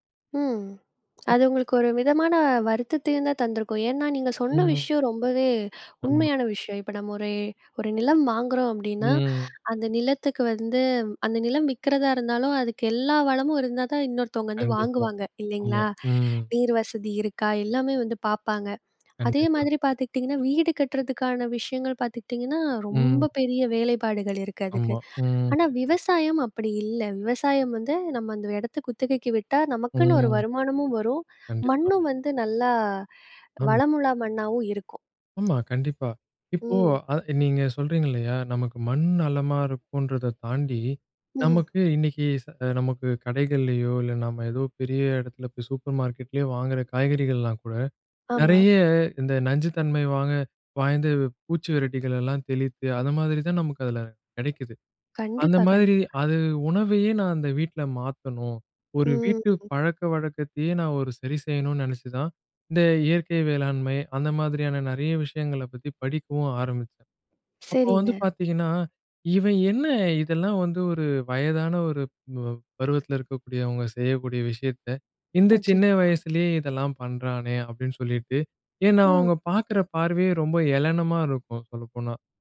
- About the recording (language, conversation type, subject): Tamil, podcast, இந்திய குடும்பமும் சமூகமும் தரும் அழுத்தங்களை நீங்கள் எப்படிச் சமாளிக்கிறீர்கள்?
- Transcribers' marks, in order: "வளமுள்ள" said as "வளமுளா"; other noise; other background noise; "ஏளனமா" said as "எளனமா"